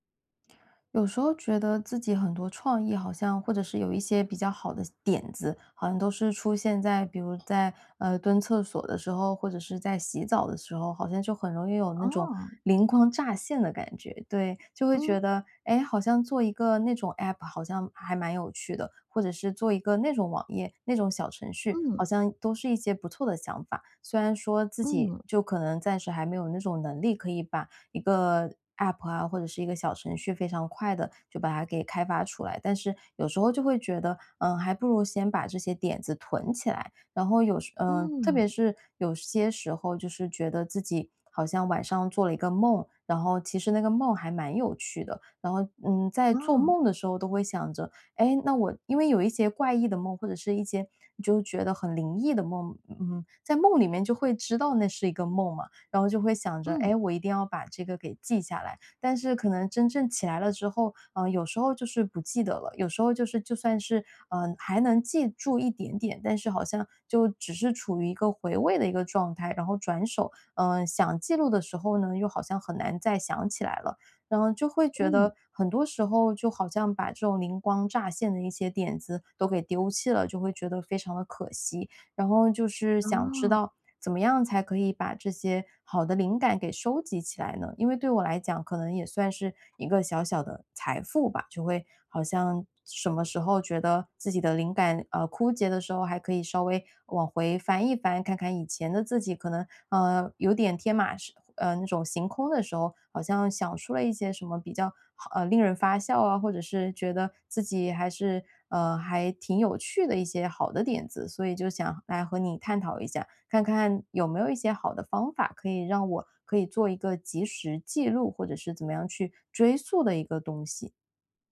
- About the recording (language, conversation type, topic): Chinese, advice, 你怎样才能养成定期收集灵感的习惯？
- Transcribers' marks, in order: other noise; other background noise